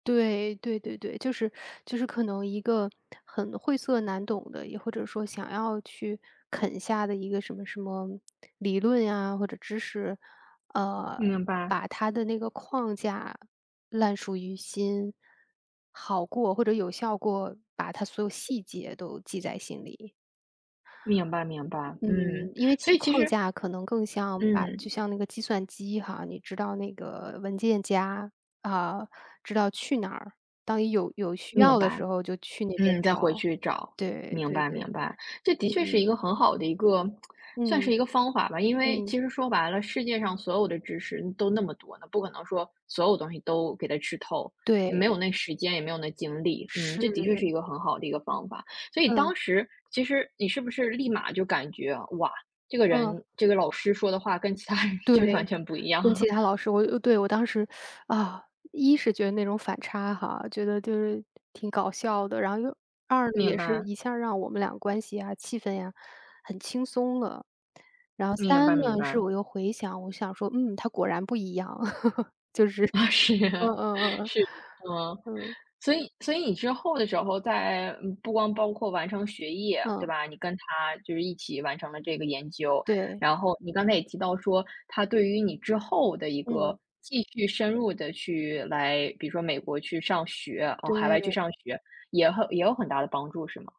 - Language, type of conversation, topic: Chinese, podcast, 能不能说说导师给过你最实用的建议？
- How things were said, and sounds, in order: teeth sucking; tsk; laughing while speaking: "跟其他人就是完全不一样"; teeth sucking; other noise; chuckle; laughing while speaking: "就是 嗯 嗯 嗯 嗯，嗯"; laugh; laughing while speaking: "是，是"